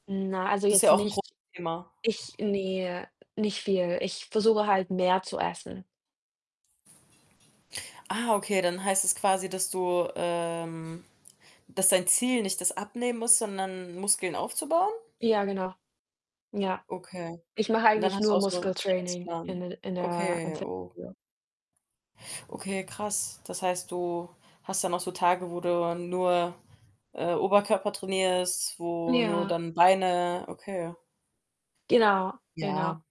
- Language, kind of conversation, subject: German, unstructured, Welche Tipps hast du für jemanden, der ein neues Hobby sucht?
- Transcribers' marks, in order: distorted speech; static; other background noise